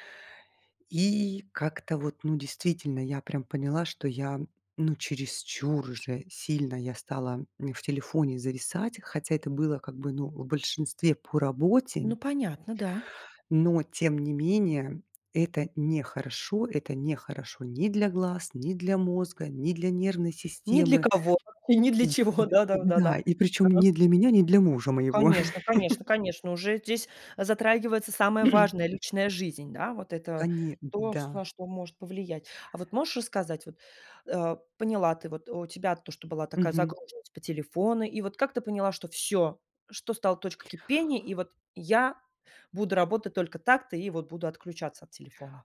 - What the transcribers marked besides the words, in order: other background noise; tapping; laughing while speaking: "Да, да, да, да. Да"; chuckle; throat clearing
- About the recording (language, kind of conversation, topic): Russian, podcast, Что помогает отключиться от телефона вечером?